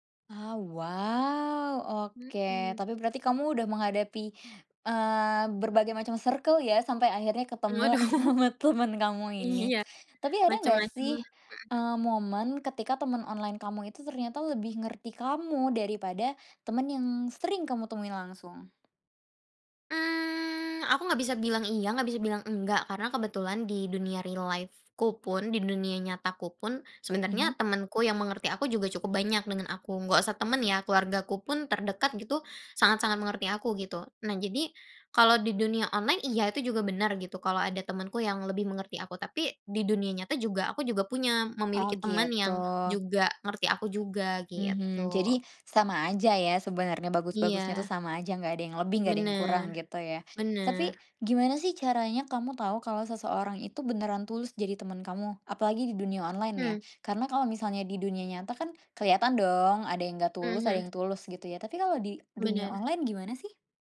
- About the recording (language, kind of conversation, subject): Indonesian, podcast, Menurut kamu, apa perbedaan antara teman daring dan teman di dunia nyata?
- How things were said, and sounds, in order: laughing while speaking: "sama temen kamu ini"; laughing while speaking: "Waduh"; laughing while speaking: "Iya"; tapping; drawn out: "Mmm"; in English: "real life-ku"